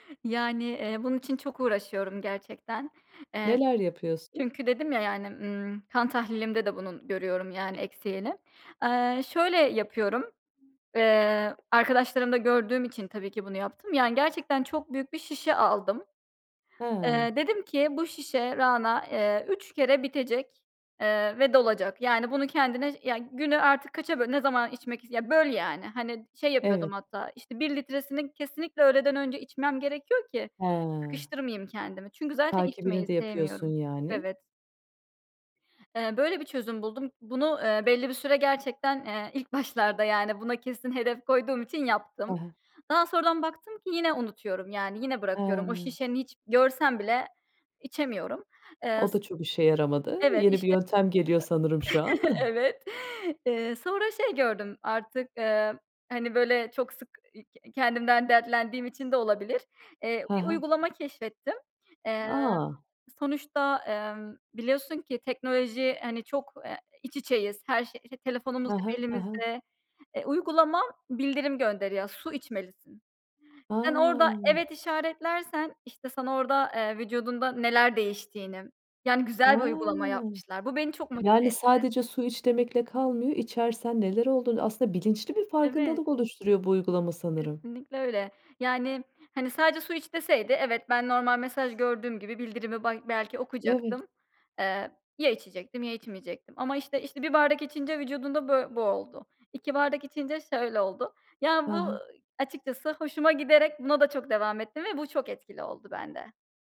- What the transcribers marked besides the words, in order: other background noise; laughing while speaking: "ilk başlarda"; other noise; chuckle
- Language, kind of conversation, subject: Turkish, podcast, Gün içinde su içme alışkanlığını nasıl geliştirebiliriz?